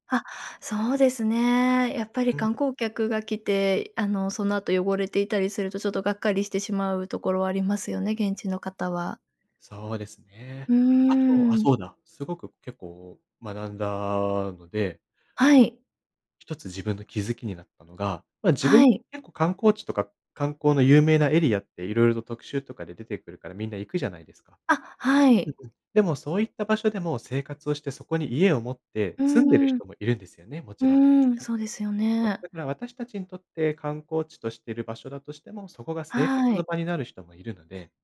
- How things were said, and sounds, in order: unintelligible speech
- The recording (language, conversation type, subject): Japanese, podcast, 旅行で学んだ大切な教訓は何ですか？